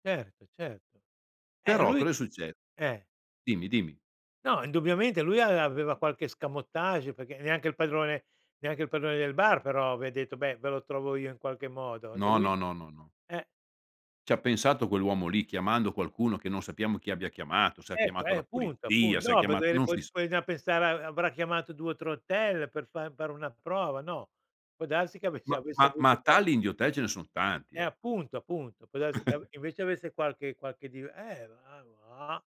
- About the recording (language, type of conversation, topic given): Italian, podcast, Raccontami di una volta in cui ti sei perso durante un viaggio: com’è andata?
- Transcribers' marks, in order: "perché" said as "peché"; "appunto" said as "eppunto"; unintelligible speech; "bisogna" said as "ogna"; chuckle; drawn out: "mado"